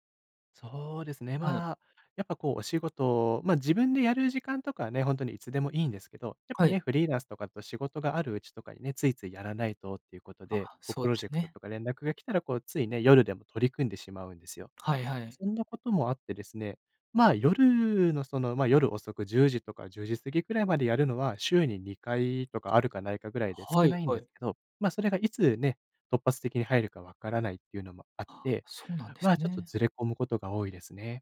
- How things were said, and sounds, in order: none
- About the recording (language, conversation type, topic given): Japanese, advice, 夜に寝つけず睡眠リズムが乱れているのですが、どうすれば整えられますか？